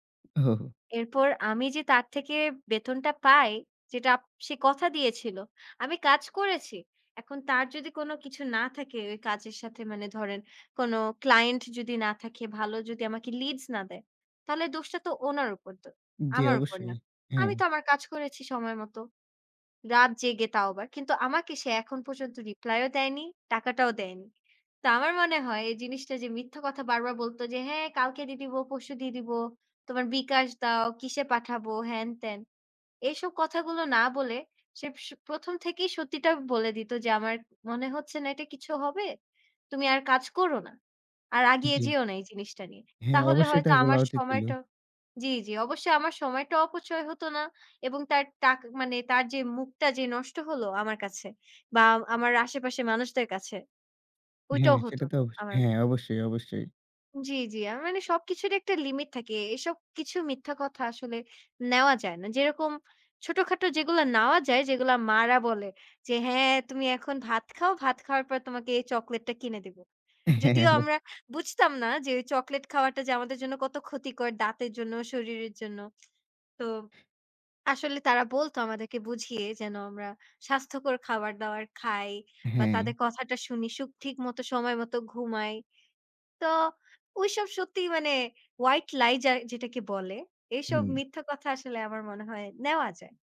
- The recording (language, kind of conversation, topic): Bengali, unstructured, আপনি কি মনে করেন মিথ্যা বলা কখনো ঠিক?
- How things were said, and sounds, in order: in English: "client"; in English: "leads"; "এগিয়ে" said as "আগিয়ে"; laugh; tapping; in English: "white lie"